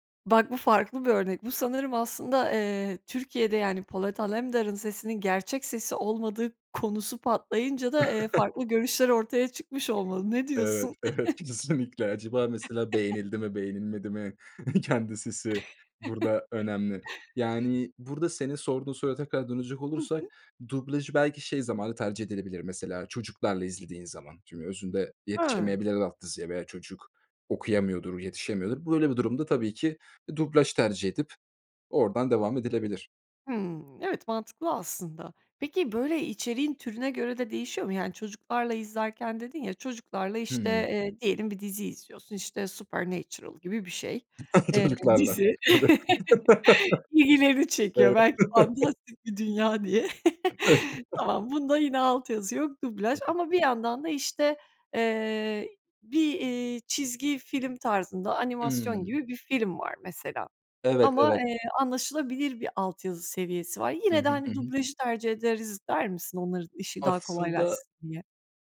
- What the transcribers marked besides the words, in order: chuckle; other background noise; laughing while speaking: "kesinlikle"; chuckle; laughing while speaking: "Çocuklarla"; chuckle; laughing while speaking: "ilgilerini çekiyor, belki fantastik bir dünya diye"; laugh; unintelligible speech; laugh; chuckle
- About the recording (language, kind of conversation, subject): Turkish, podcast, Dublajı mı yoksa altyazıyı mı tercih edersin, neden?
- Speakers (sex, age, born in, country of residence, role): female, 30-34, Turkey, Bulgaria, host; male, 25-29, Turkey, Germany, guest